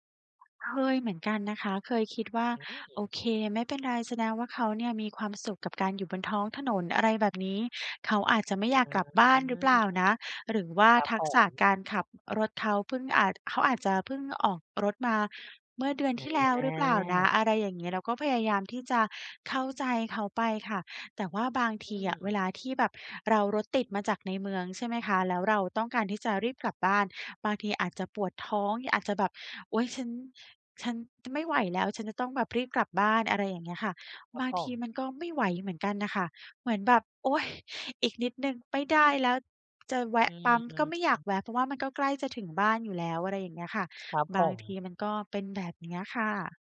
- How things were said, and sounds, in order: none
- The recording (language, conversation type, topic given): Thai, advice, ฉันควรเริ่มจากตรงไหนเพื่อหยุดวงจรพฤติกรรมเดิม?